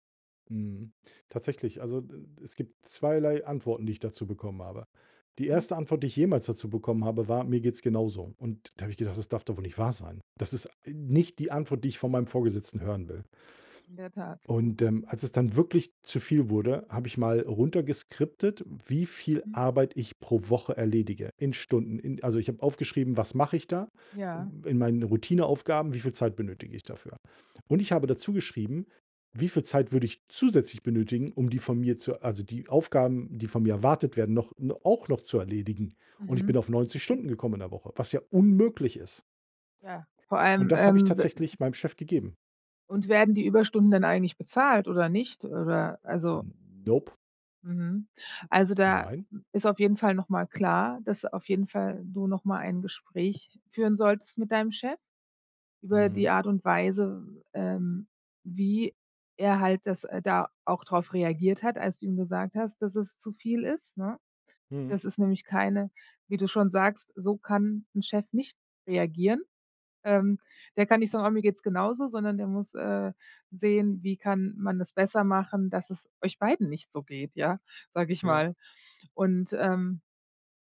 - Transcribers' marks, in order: stressed: "unmöglich"; other noise
- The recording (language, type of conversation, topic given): German, advice, Wie viele Überstunden machst du pro Woche, und wie wirkt sich das auf deine Zeit mit deiner Familie aus?